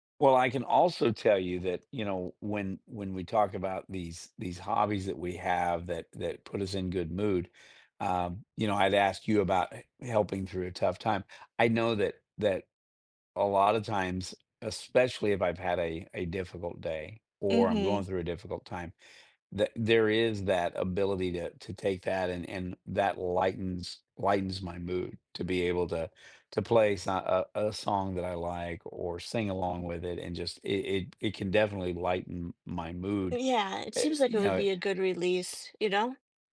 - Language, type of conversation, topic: English, unstructured, How do your favorite hobbies improve your mood or well-being?
- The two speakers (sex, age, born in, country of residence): female, 50-54, United States, United States; male, 60-64, United States, United States
- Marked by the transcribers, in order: other background noise; tapping